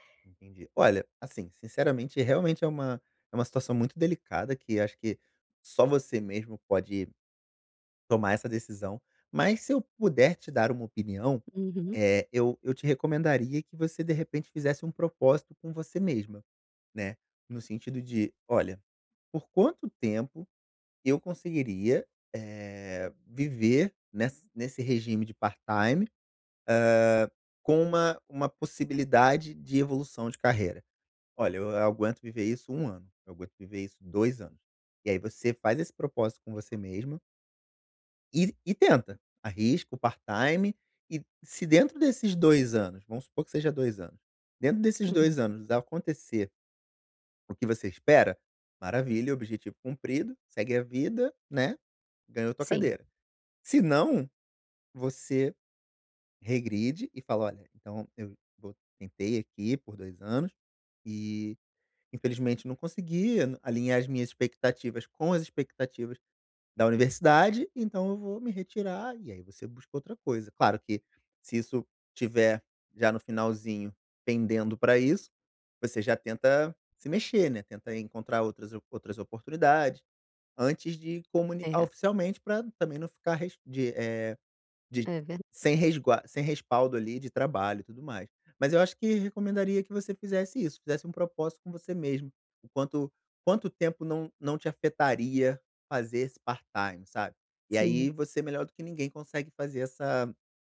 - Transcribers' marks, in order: tapping; in English: "part-time"; in English: "part-time"; in English: "part-time"
- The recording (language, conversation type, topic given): Portuguese, advice, Como posso ajustar meus objetivos pessoais sem me sobrecarregar?